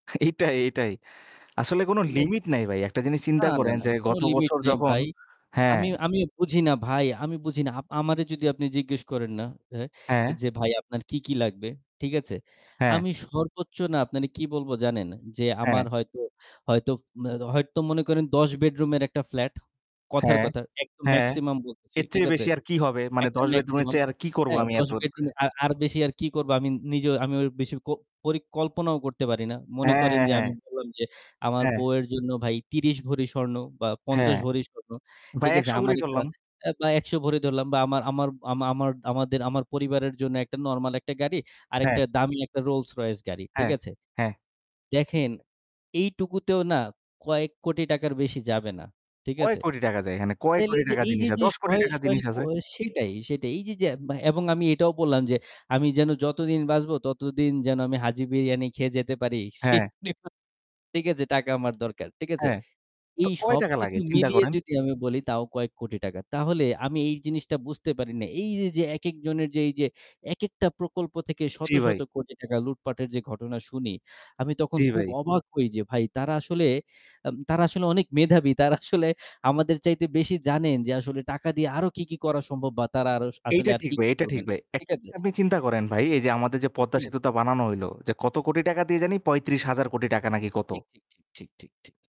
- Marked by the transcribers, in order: static; laughing while speaking: "এইটাই, এটাই"; "চেয়ে" said as "চেকে"; unintelligible speech; laughing while speaking: "তারা আসলে"; "সেতুটা" said as "সেতুতা"
- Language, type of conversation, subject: Bengali, unstructured, সরকার কি সাধারণ মানুষের কথা ঠিকভাবে শোনে?